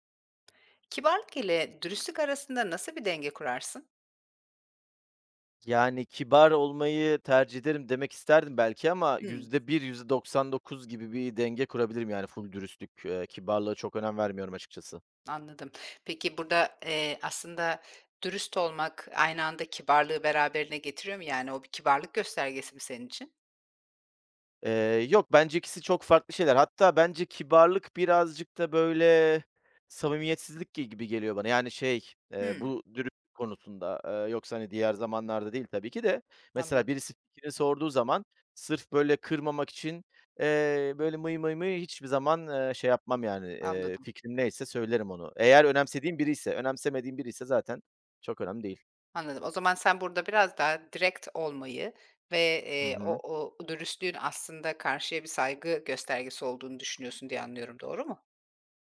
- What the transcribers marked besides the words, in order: other noise
- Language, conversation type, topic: Turkish, podcast, Kibarlık ile dürüstlük arasında nasıl denge kurarsın?